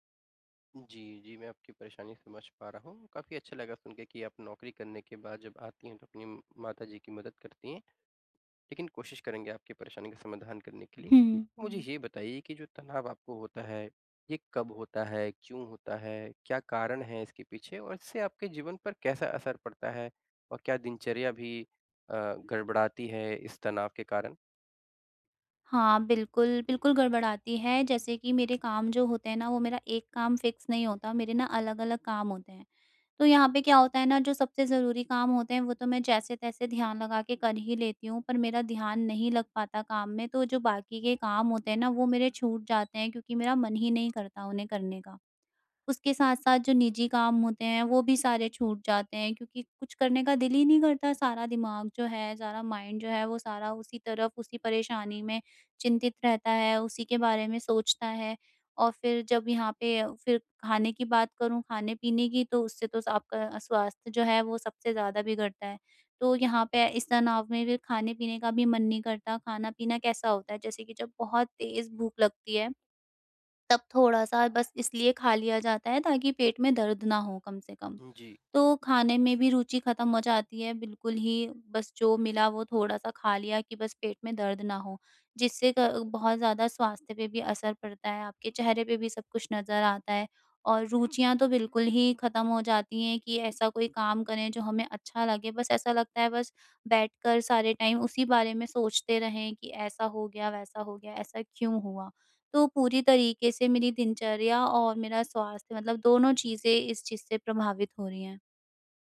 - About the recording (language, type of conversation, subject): Hindi, advice, मैं तीव्र तनाव के दौरान तुरंत राहत कैसे पा सकता/सकती हूँ?
- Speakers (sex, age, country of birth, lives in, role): female, 50-54, India, India, user; male, 25-29, India, India, advisor
- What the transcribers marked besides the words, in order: in English: "फ़िक्स"; tapping; in English: "माइंड"; "आपका" said as "सापका"; in English: "टाइम"